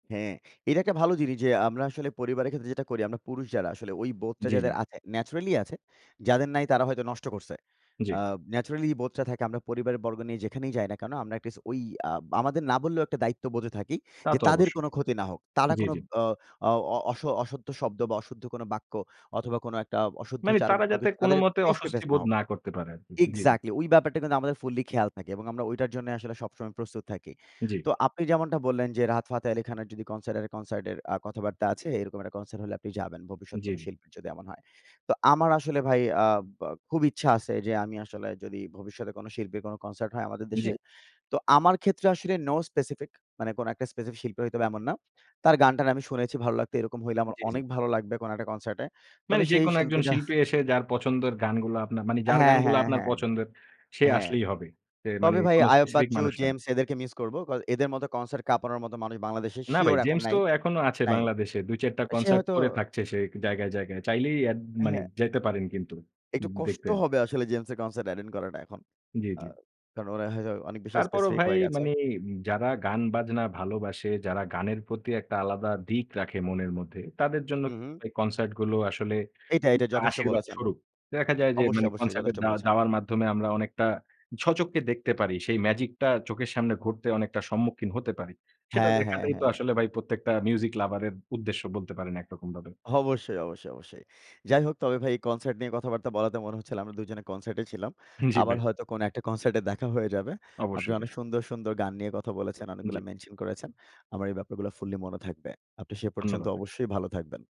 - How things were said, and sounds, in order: other background noise; tapping
- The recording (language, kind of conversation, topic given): Bengali, unstructured, আপনি কি কখনও কোনো সঙ্গীতানুষ্ঠানে গিয়েছেন, আর আপনার অনুভূতি কেমন ছিল?